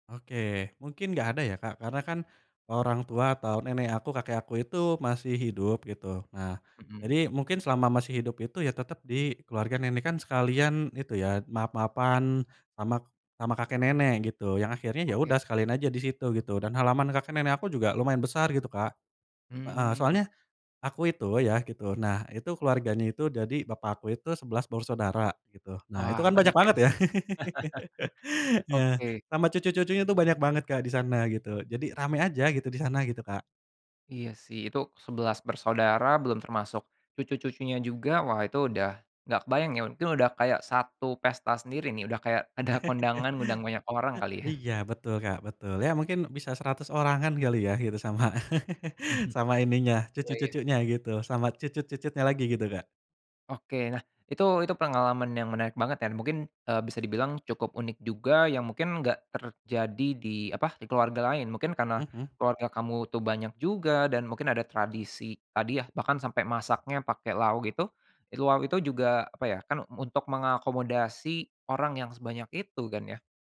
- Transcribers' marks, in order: laugh; chuckle; laugh; chuckle
- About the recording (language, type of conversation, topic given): Indonesian, podcast, Bagaimana tradisi makan keluarga Anda saat mudik atau pulang kampung?